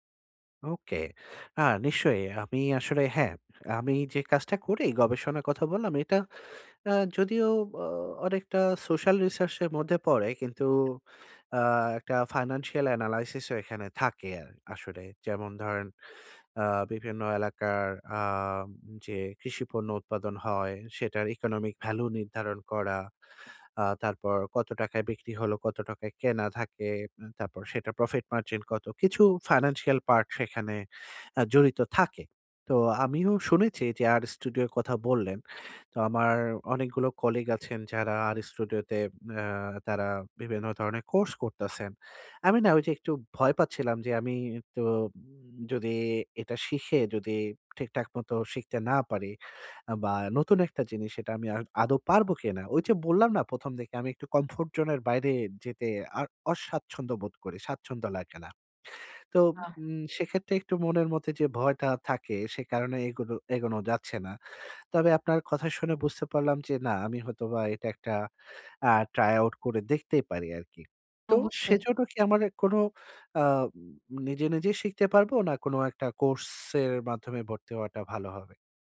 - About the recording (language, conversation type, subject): Bengali, advice, আমি কীভাবে দীর্ঘদিনের স্বস্তির গণ্ডি ছেড়ে উন্নতি করতে পারি?
- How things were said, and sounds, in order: tapping